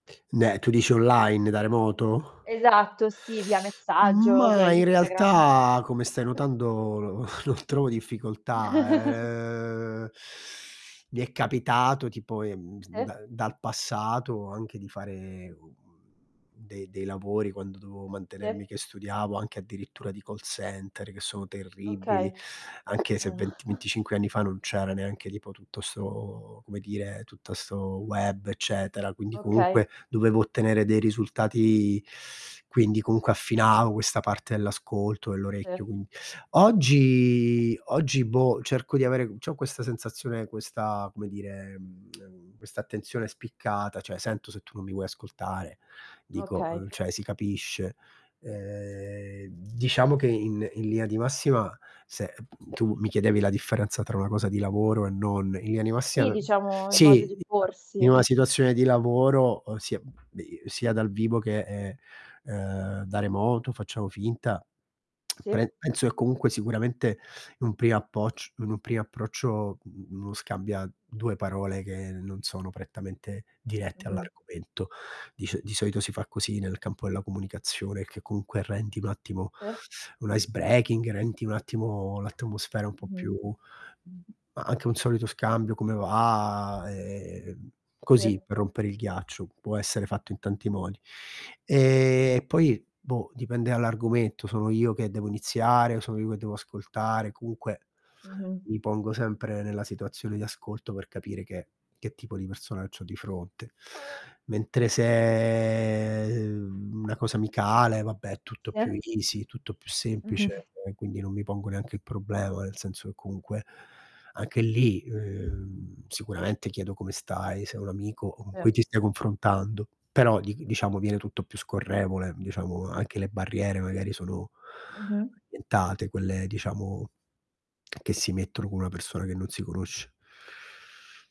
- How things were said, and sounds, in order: drawn out: "Ma, in realtà"; laughing while speaking: "no non trovo difficoltà"; drawn out: "ehm"; chuckle; static; chuckle; drawn out: "oggi"; tapping; drawn out: "ehm"; drawn out: "Ehm"; other background noise; other street noise; unintelligible speech; tongue click; in English: "icebreaking"; drawn out: "E"; drawn out: "se, ehm"; distorted speech; in English: "easy"; laughing while speaking: "Mh-mh"; inhale; unintelligible speech
- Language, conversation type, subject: Italian, podcast, Come costruisci la fiducia quando parli con qualcuno che hai appena conosciuto?